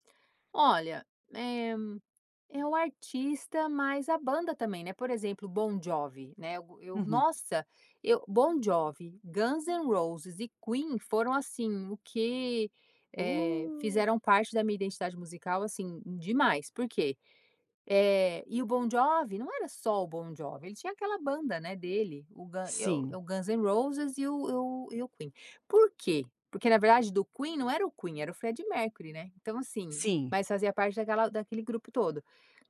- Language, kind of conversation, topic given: Portuguese, podcast, Que artistas você considera parte da sua identidade musical?
- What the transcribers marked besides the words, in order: none